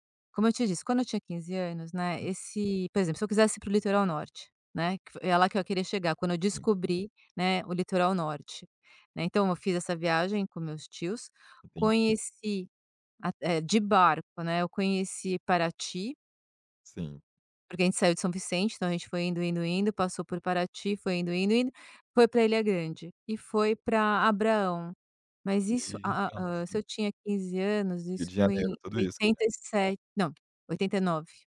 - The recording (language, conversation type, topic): Portuguese, podcast, Me conta uma experiência na natureza que mudou sua visão do mundo?
- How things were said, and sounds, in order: other background noise; tapping